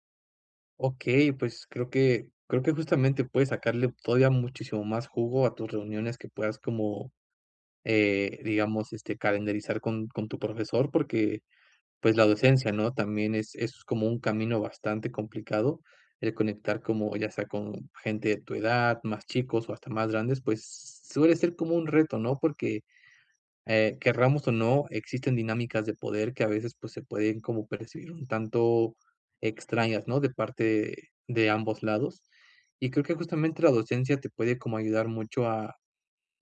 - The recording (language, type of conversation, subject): Spanish, advice, ¿Cómo puedo mantener mi práctica cuando estoy muy estresado?
- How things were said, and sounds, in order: none